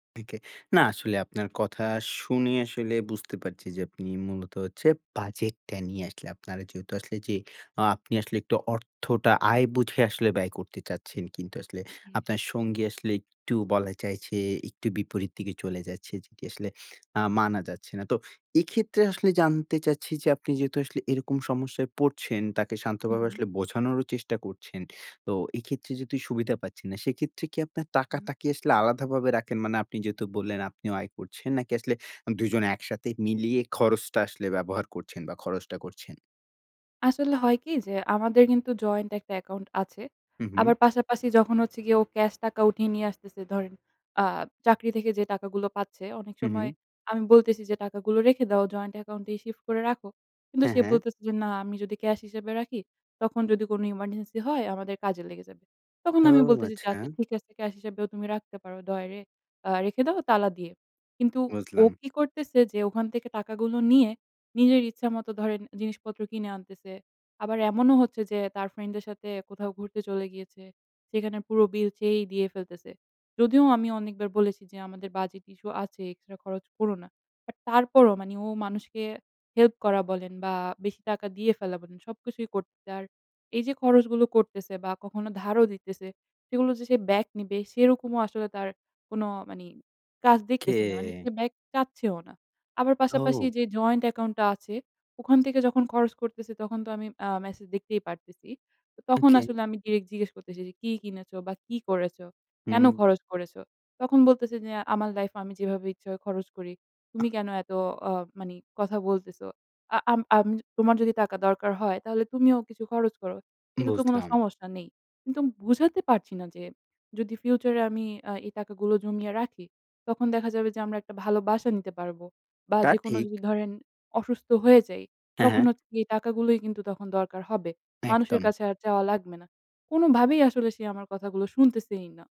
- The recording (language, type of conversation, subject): Bengali, advice, সঙ্গীর সঙ্গে টাকা খরচ করা নিয়ে মতবিরোধ হলে কীভাবে সমাধান করবেন?
- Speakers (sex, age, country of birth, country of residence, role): female, 20-24, Bangladesh, Bangladesh, user; male, 20-24, Bangladesh, Bangladesh, advisor
- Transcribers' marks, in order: other background noise; tapping